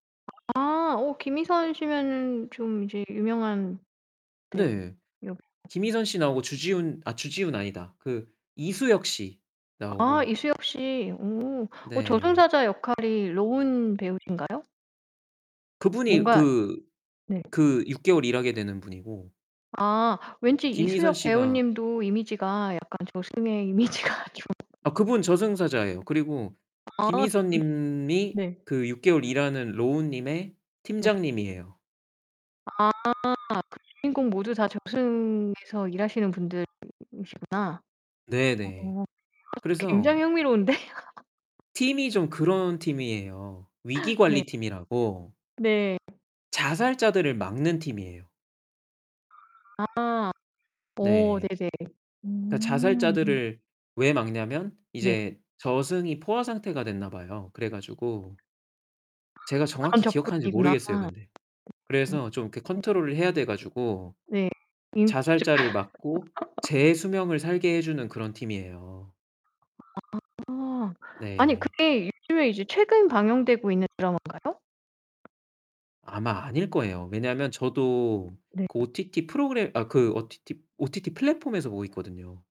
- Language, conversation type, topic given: Korean, podcast, 최근 빠져든 드라마에서 어떤 점이 가장 좋았나요?
- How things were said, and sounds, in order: distorted speech; tapping; laughing while speaking: "이미지가 좀"; laugh; other background noise; laugh